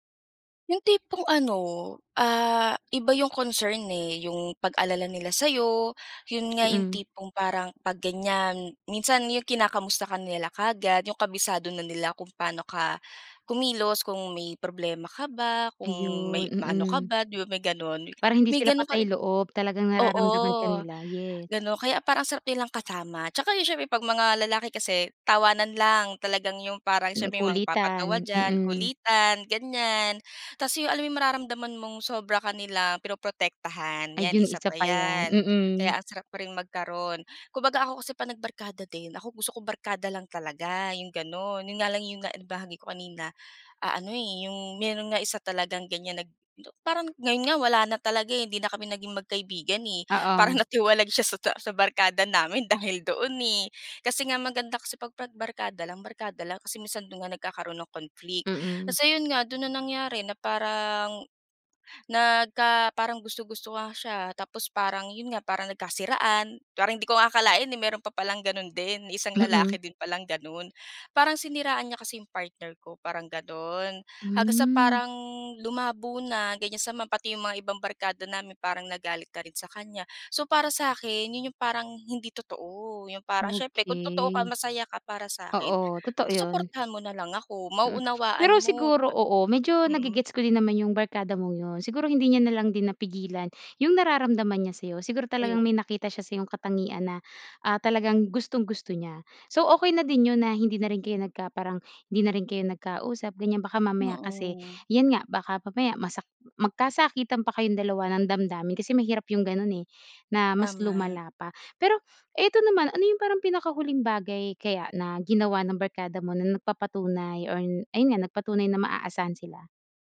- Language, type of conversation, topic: Filipino, podcast, Paano mo malalaman kung nahanap mo na talaga ang tunay mong barkada?
- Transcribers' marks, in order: tapping; "pinoprotektahan" said as "prinoprotektahan"; other background noise; laughing while speaking: "Parang natiwalag siya sa ta sa barkada namin"